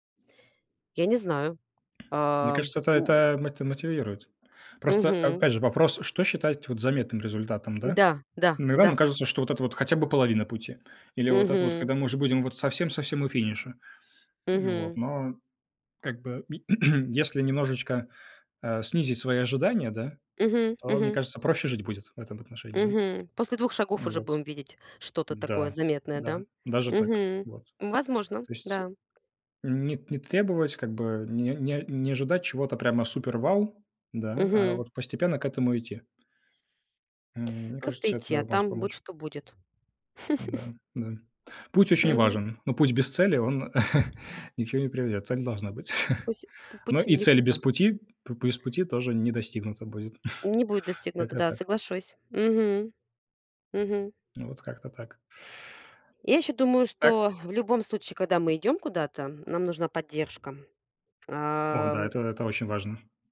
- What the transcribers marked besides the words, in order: other background noise; tapping; throat clearing; chuckle; chuckle; chuckle; chuckle; chuckle
- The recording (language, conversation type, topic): Russian, unstructured, Какие маленькие шаги приводят к большим переменам?